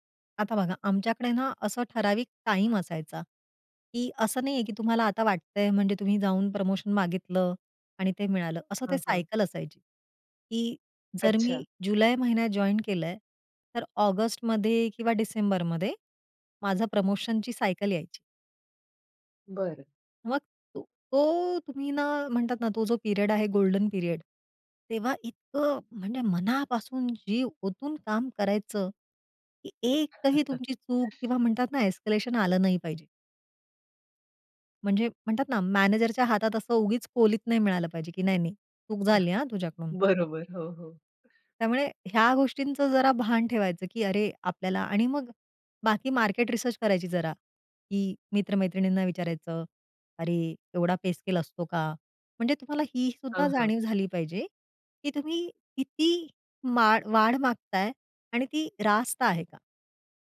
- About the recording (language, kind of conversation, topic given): Marathi, podcast, नोकरीत पगारवाढ मागण्यासाठी तुम्ही कधी आणि कशी चर्चा कराल?
- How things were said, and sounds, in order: other background noise; in English: "जॉइन"; in English: "पिरियड"; in English: "पिरियड"; chuckle; in English: "एस्केलेशन"; chuckle; in English: "रिसर्च"; in English: "स्केल"